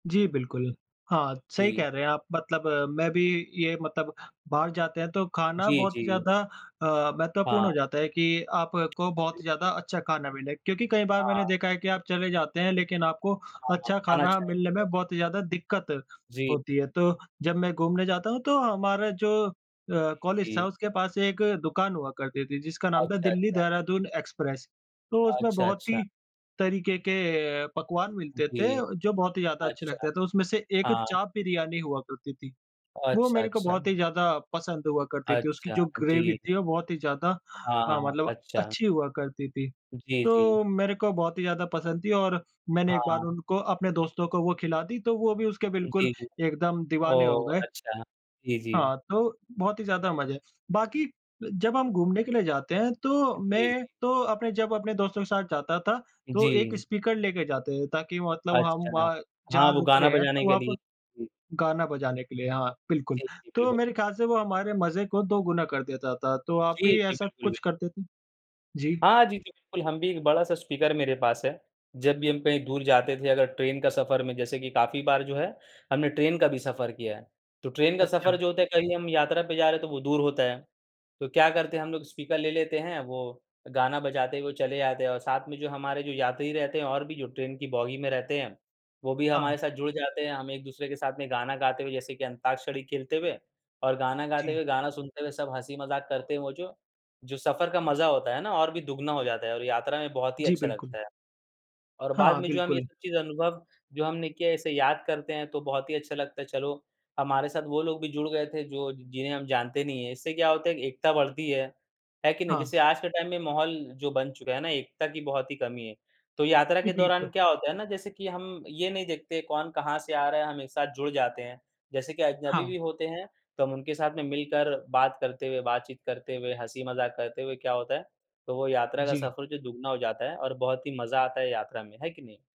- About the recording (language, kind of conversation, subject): Hindi, unstructured, यात्रा के दौरान आपका सबसे मजेदार अनुभव क्या रहा है?
- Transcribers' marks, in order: tapping; in English: "ग्रेवी"; in English: "टाइम"